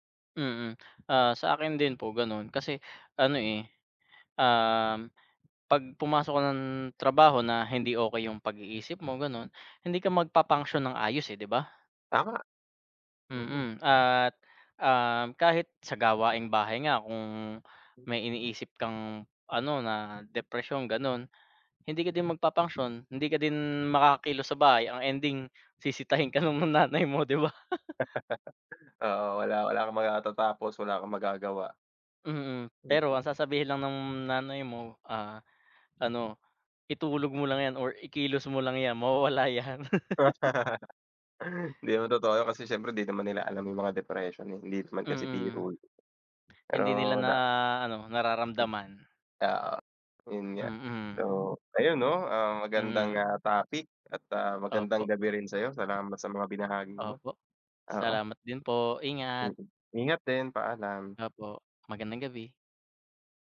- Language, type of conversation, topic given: Filipino, unstructured, Paano mo pinoprotektahan ang iyong katawan laban sa sakit araw-araw?
- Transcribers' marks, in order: other background noise; chuckle; laugh; tapping